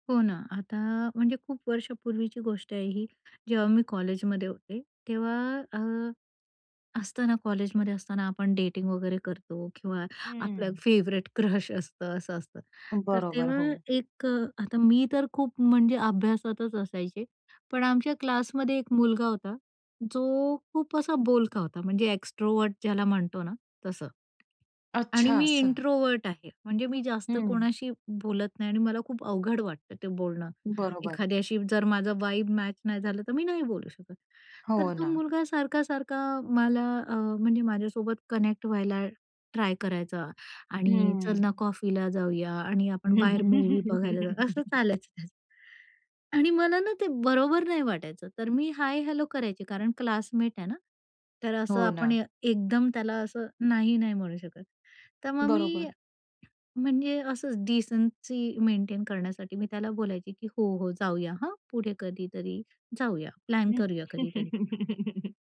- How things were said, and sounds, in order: other background noise; in English: "डेटिंग"; in English: "फेव्हरेट क्रश"; in English: "एक्स्ट्रोव्हर्ट"; in English: "इंट्रोव्हर्ट"; in English: "व्हाइब"; in English: "कनेक्ट"; laugh; tapping; in English: "डिसेन्सी मेंटेन"; laugh
- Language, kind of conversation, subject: Marathi, podcast, प्रेमासंबंधी निर्णय घेताना तुम्ही मनावर विश्वास का ठेवता?